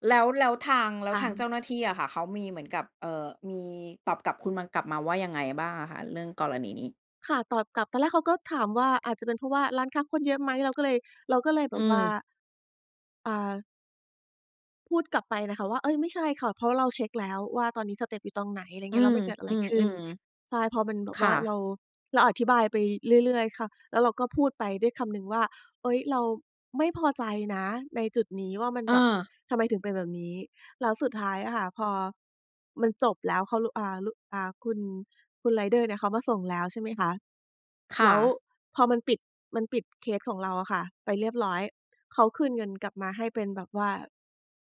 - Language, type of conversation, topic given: Thai, podcast, คุณช่วยเล่าให้ฟังหน่อยได้ไหมว่าแอปไหนที่ช่วยให้ชีวิตคุณง่ายขึ้น?
- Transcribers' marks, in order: tapping